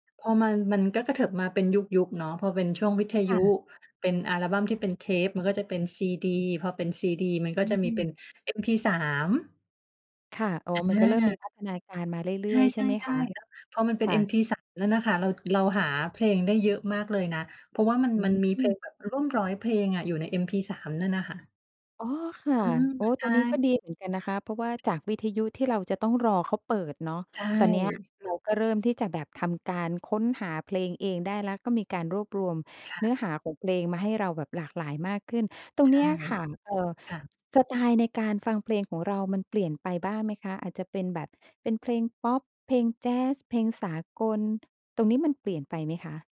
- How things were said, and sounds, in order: none
- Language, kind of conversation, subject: Thai, podcast, วิทยุกับโซเชียลมีเดีย อะไรช่วยให้คุณค้นพบเพลงใหม่ได้มากกว่ากัน?